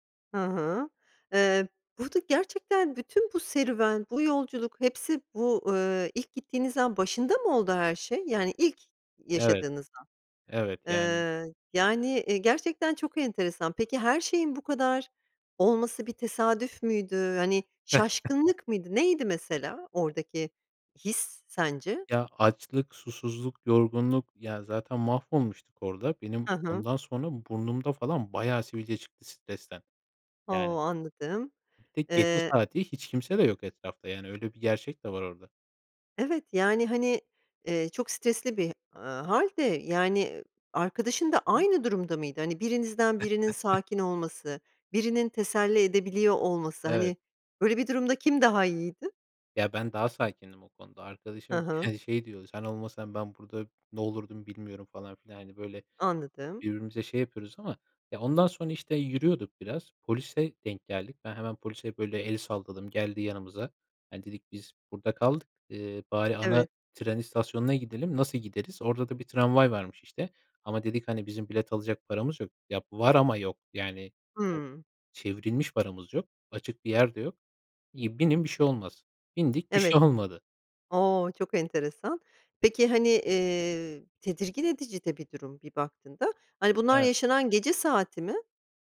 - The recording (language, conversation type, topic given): Turkish, podcast, En unutulmaz seyahat deneyimini anlatır mısın?
- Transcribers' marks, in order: chuckle; tapping; chuckle; laughing while speaking: "yani"; other background noise; laughing while speaking: "olmadı"